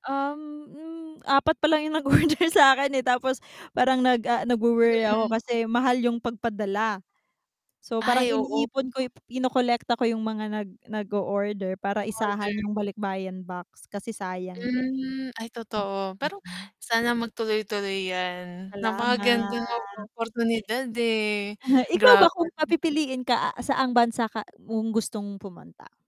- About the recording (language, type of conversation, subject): Filipino, unstructured, Ano ang pinakakapana-panabik na lugar na nabisita mo?
- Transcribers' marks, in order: laughing while speaking: "nag-order sa'kin eh"; static; distorted speech; other background noise; drawn out: "Salamat"